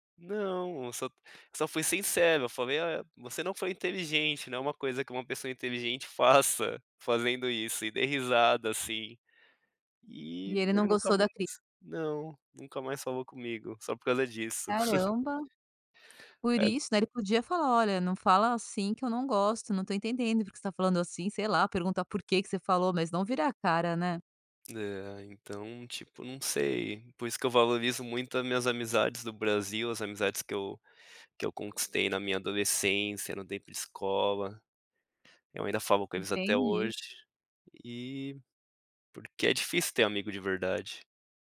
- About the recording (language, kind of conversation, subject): Portuguese, podcast, Qual foi o momento que te ensinou a valorizar as pequenas coisas?
- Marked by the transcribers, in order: giggle